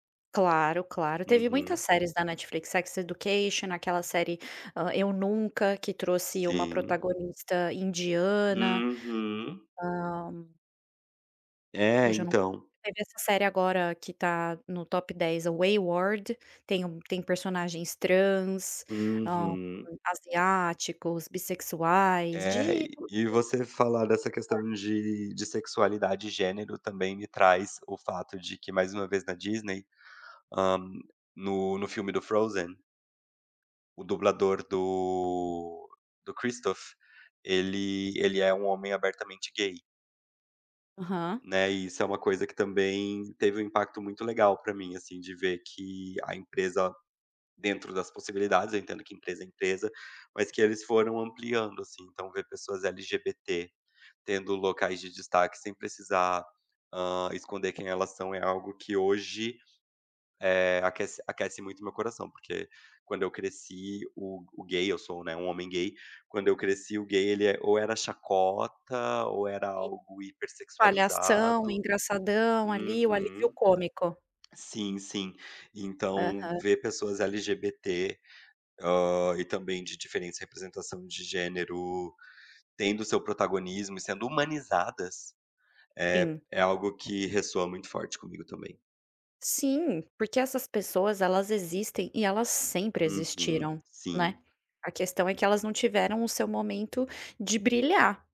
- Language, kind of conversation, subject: Portuguese, podcast, Você pode contar um momento em que se sentiu representado?
- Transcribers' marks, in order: unintelligible speech; unintelligible speech